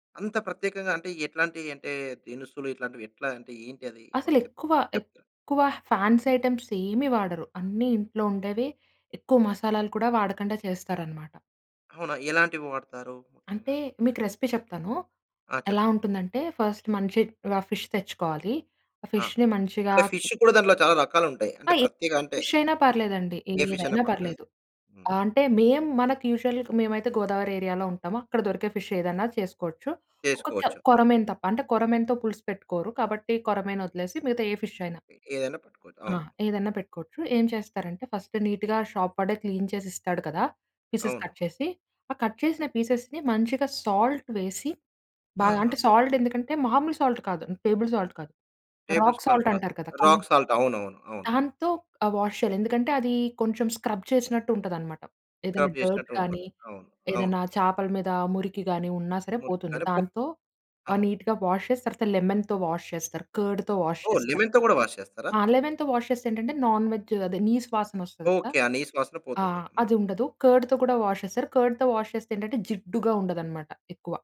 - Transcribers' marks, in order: in English: "ఫ్యాన్సీ ఐటెమ్స్"; in English: "రెసిపీ"; in English: "ఫస్ట్"; in English: "రా ఫిష్"; in English: "ఫిష్‌ని"; in English: "ఫిష్"; tapping; in English: "యూజువల్‌గ"; in English: "ఫిష్"; in English: "ఫస్ట్ నీట్‌గా షాప్"; in English: "క్లీన్"; in English: "పీసెస్ కట్"; in English: "కట్"; in English: "పీసెస్‌ని"; in English: "సాల్ట్"; in English: "సాల్ట్"; in English: "సాల్ట్"; in English: "టేబుల్ సాల్ట్"; in English: "టేబుల్ సాల్ట్"; in English: "రాక్ సాల్ట్"; in English: "రాక్ సాల్ట్"; in English: "వాష్"; in English: "స్క్రబ్"; in English: "స్క్రబ్"; in English: "డర్ట్"; in English: "నీట్‌గా వాష్"; in English: "లెమన్‌తో"; in English: "కర్డ్‌తో వాష్"; in English: "లెమన్‌తో"; in English: "లెమన్‌తో వాష్"; in English: "వాష్"; in English: "నాన్ వెజ్"; in English: "కర్డ్‌తో"; in English: "వాష్"; in English: "కర్డ్‌తో వాష్"
- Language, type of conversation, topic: Telugu, podcast, మీ కుటుంబంలో తరతరాలుగా కొనసాగుతున్న ఒక సంప్రదాయ వంటకం గురించి చెప్పగలరా?